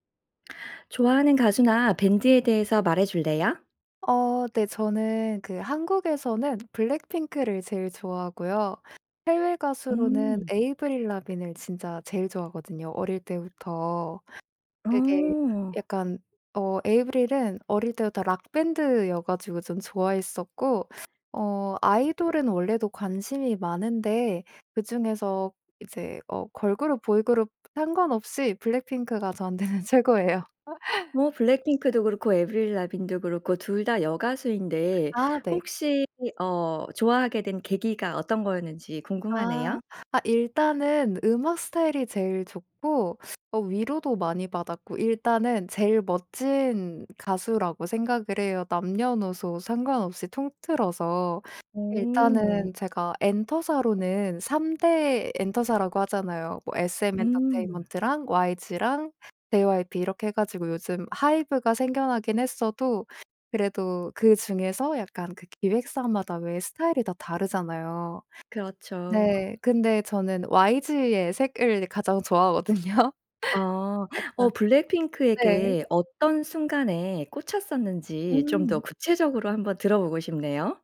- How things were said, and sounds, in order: other background noise; background speech; tapping; laughing while speaking: "저한테는 최고예요"; laugh; laughing while speaking: "좋아하거든요"
- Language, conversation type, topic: Korean, podcast, 좋아하는 가수나 밴드에 대해 이야기해 주실 수 있나요?